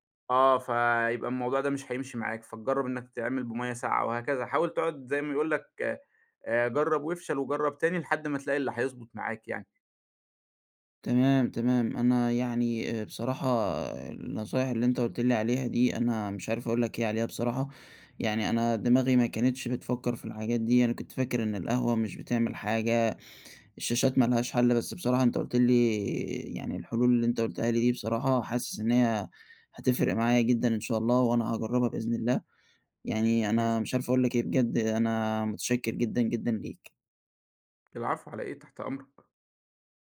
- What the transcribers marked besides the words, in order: unintelligible speech
- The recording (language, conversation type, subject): Arabic, advice, إزاي أقدر ألتزم بميعاد نوم وصحيان ثابت كل يوم؟